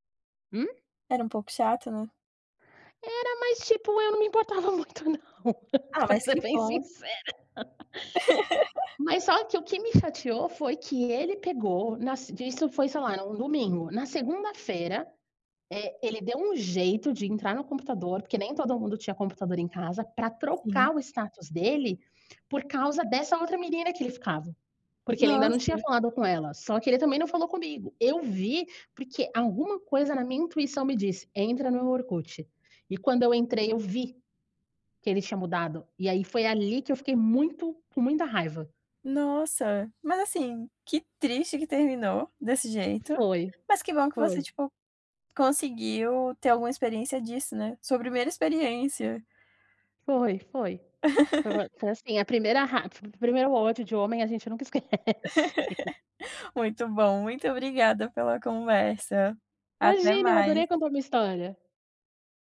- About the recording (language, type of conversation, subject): Portuguese, podcast, Que faixa marcou seu primeiro amor?
- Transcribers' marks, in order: laughing while speaking: "muito não, pra ser bem sincera"; laugh; other background noise; laugh; laugh; laughing while speaking: "esquece"